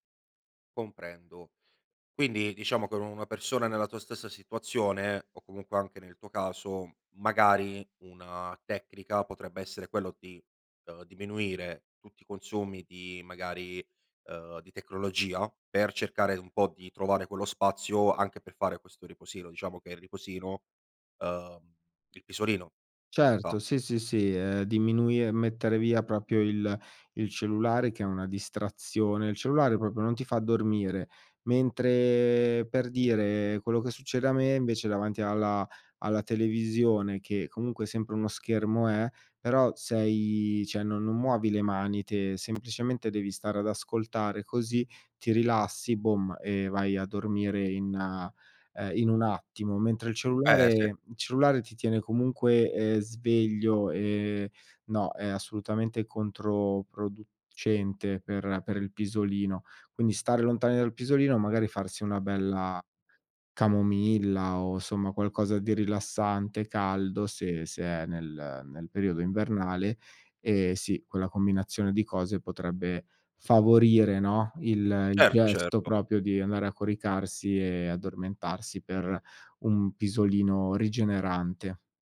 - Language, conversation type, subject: Italian, podcast, Cosa pensi del pisolino quotidiano?
- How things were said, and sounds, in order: "proprio" said as "propio"; "proprio" said as "propio"; "cioè" said as "ceh"; "proprio" said as "propio"